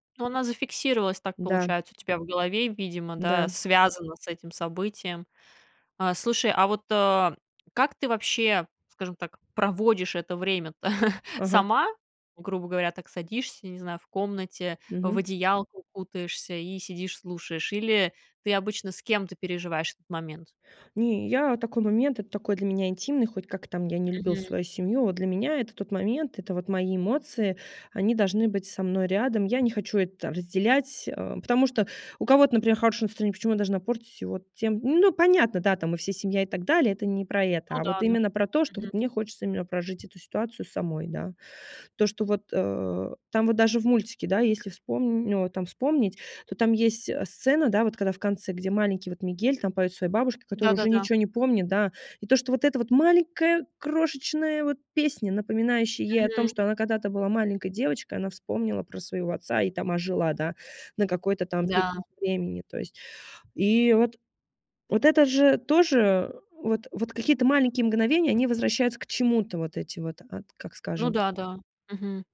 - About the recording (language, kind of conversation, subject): Russian, podcast, Какая песня заставляет тебя плакать и почему?
- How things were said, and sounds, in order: chuckle; other background noise